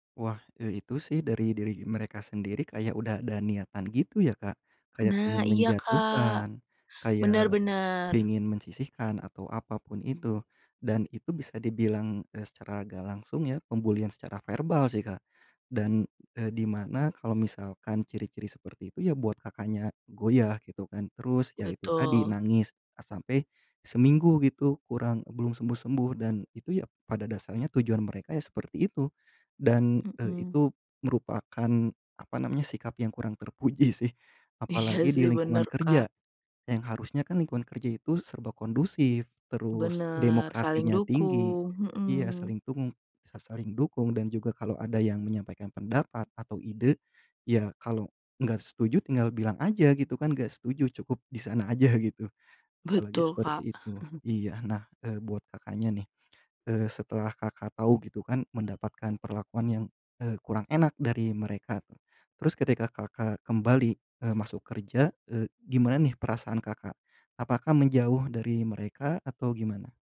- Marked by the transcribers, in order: laughing while speaking: "Iya"; chuckle; other background noise
- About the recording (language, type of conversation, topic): Indonesian, podcast, Bagaimana kamu menangani kritik tanpa kehilangan jati diri?